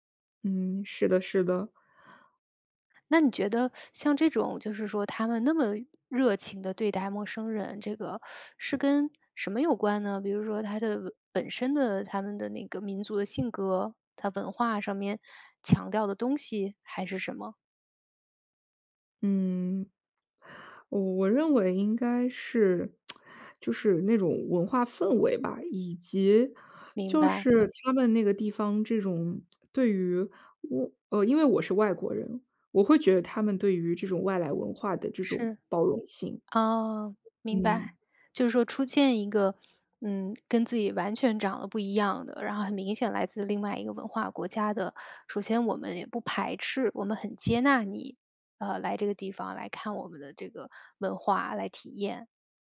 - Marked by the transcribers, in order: lip smack; other background noise
- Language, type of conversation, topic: Chinese, podcast, 在旅行中，你有没有遇到过陌生人伸出援手的经历？